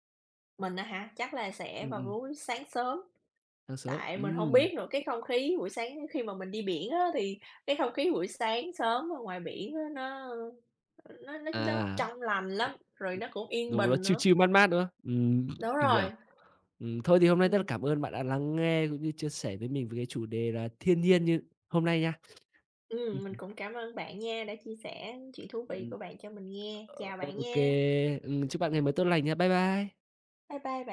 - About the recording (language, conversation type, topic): Vietnamese, unstructured, Thiên nhiên đã giúp bạn thư giãn trong cuộc sống như thế nào?
- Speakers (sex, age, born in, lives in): female, 35-39, Vietnam, United States; male, 25-29, Vietnam, Vietnam
- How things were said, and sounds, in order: other background noise; tapping; in English: "chill chill"